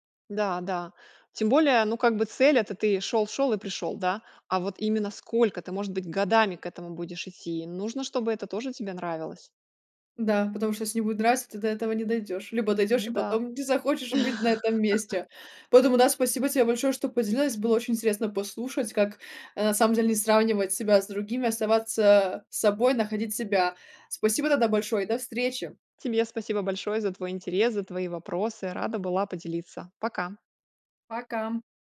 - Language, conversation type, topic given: Russian, podcast, Что помогает тебе не сравнивать себя с другими?
- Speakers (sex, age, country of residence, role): female, 20-24, France, host; female, 40-44, Italy, guest
- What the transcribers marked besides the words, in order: laugh